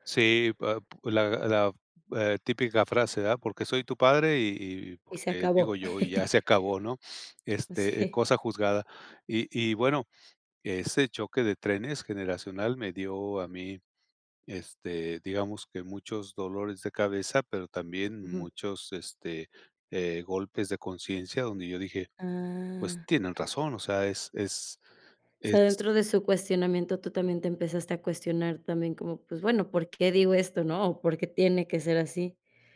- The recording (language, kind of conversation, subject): Spanish, podcast, ¿Por qué crees que la comunicación entre generaciones es difícil?
- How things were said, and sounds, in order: chuckle; other background noise